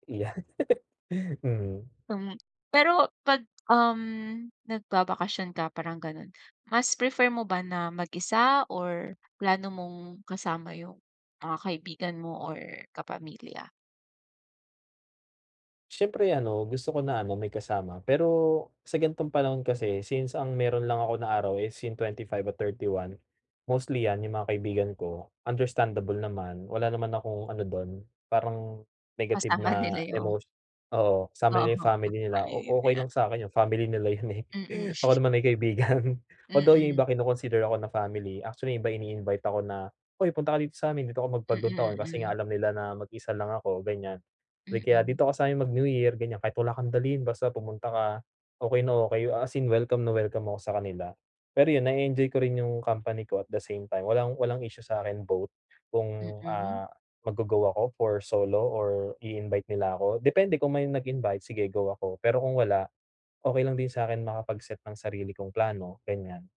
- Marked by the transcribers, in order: laughing while speaking: "Yan"; tapping; laughing while speaking: "Kasama nila yung"; laughing while speaking: "eh"; laughing while speaking: "kaibigan"; chuckle
- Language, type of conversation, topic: Filipino, advice, Paano ko mabibigyang-priyoridad ang kasiyahan sa limitadong oras ng bakasyon ko?